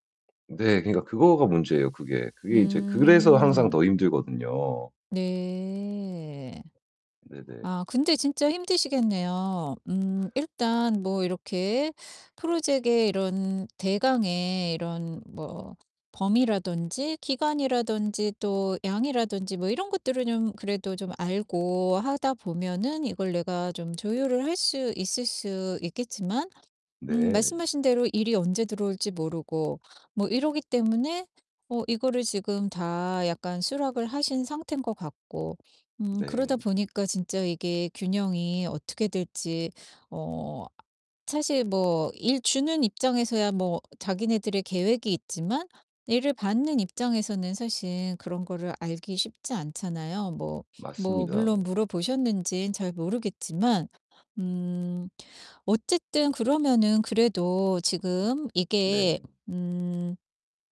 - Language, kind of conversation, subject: Korean, advice, 휴식일과 활동일을 제 일상에 맞게 어떻게 균형 있게 계획하면 좋을까요?
- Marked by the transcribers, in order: other background noise; static; distorted speech; laugh; "프로젝트의" said as "프로젝의"